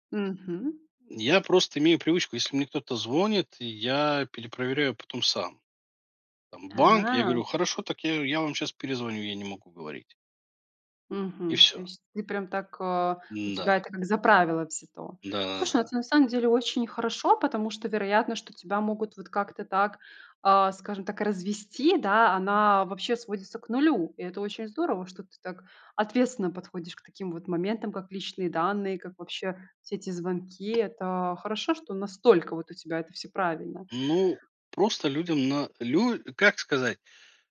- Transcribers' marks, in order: tapping
- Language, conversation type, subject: Russian, podcast, Какие привычки помогают повысить безопасность в интернете?